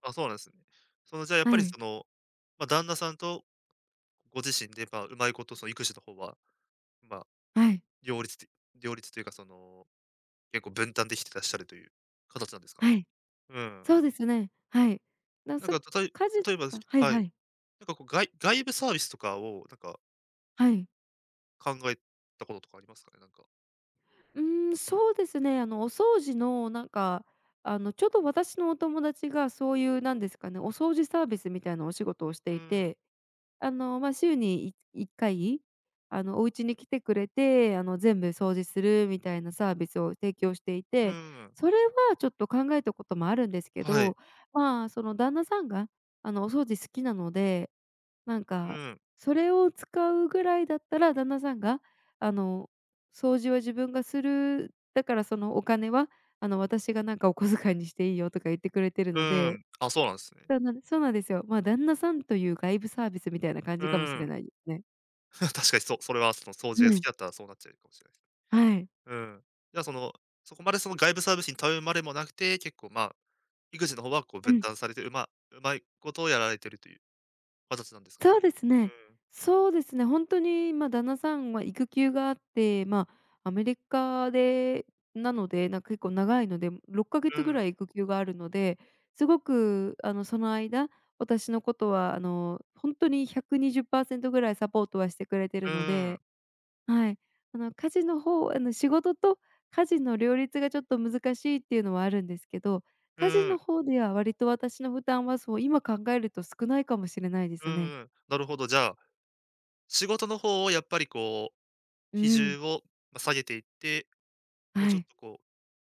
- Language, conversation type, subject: Japanese, advice, 仕事と家事の両立で自己管理がうまくいかないときはどうすればよいですか？
- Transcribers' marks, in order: laugh